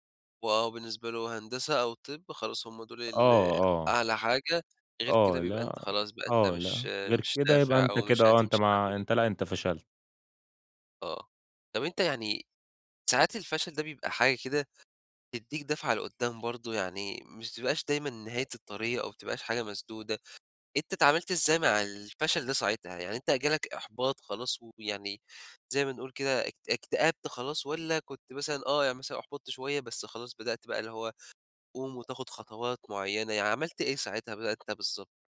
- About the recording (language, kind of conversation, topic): Arabic, podcast, احكيلي عن مرة فشلت فيها واتعلّمت منها؟
- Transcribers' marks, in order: unintelligible speech